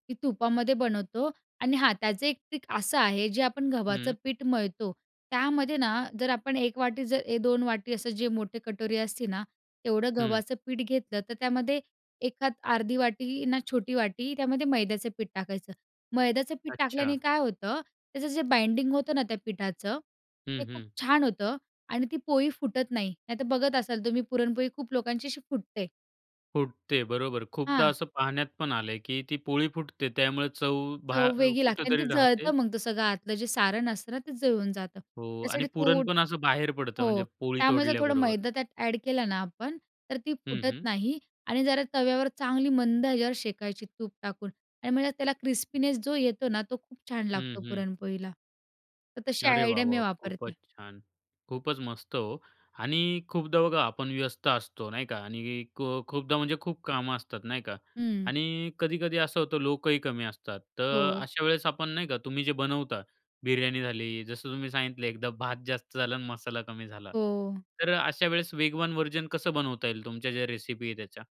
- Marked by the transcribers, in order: in English: "ट्रिक"; in Hindi: "कटोरी"; in English: "बाइंडिंग"; in English: "ॲड"; in English: "क्रिस्पीनेस"; in English: "आयडिया"; in English: "व्हर्जन"; in English: "रेसिपी"
- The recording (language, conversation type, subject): Marathi, podcast, तुमची आवडती घरगुती रेसिपी कोणती?